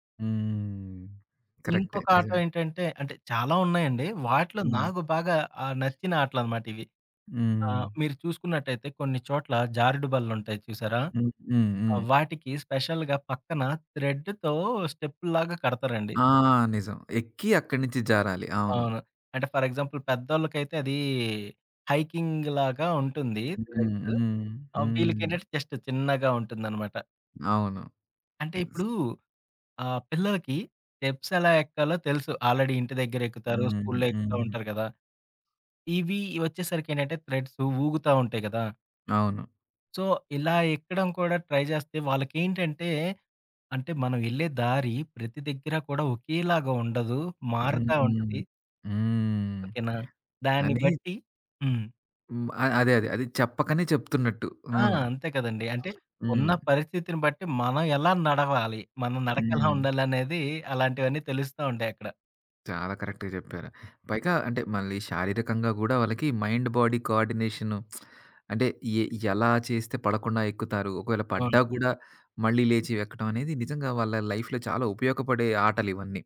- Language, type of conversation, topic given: Telugu, podcast, పార్కులో పిల్లలతో ఆడేందుకు సరిపోయే మైండ్‌ఫుల్ ఆటలు ఏవి?
- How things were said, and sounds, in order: drawn out: "హ్మ్"; other background noise; in English: "స్పెషల్‌గా"; in English: "ఫర్ ఎగ్జాంపుల్"; in English: "హైకింగ్‌లాగా"; in English: "త్రెడ్"; in English: "జస్ట్"; in English: "స్టెప్స్"; in English: "ఆల్రెడీ"; in English: "సో"; in English: "ట్రై"; in English: "కరెక్ట్‌గా"; in English: "మైండ్ బాడీ"; lip smack; in English: "లైఫ్‌లో"